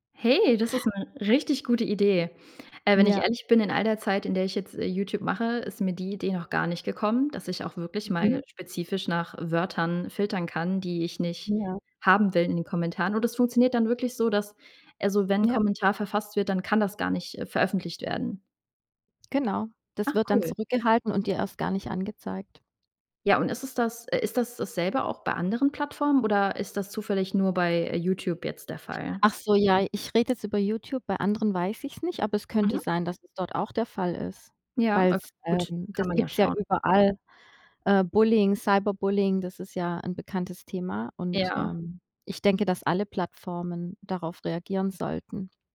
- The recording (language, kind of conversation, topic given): German, advice, Wie kann ich damit umgehen, dass mich negative Kommentare in sozialen Medien verletzen und wütend machen?
- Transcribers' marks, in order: joyful: "Hey, das ist ‘ne richtig gute Idee"